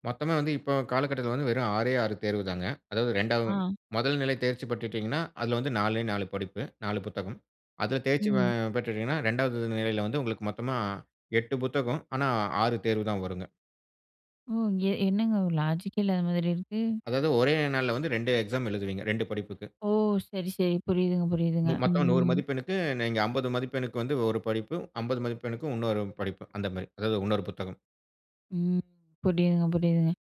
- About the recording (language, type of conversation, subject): Tamil, podcast, தோல்வி வந்தால் அதை கற்றலாக மாற்ற நீங்கள் எப்படி செய்கிறீர்கள்?
- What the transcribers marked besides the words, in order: in English: "லாஜிக்"; "மொத்தம்" said as "மத்தம்"; drawn out: "ம்"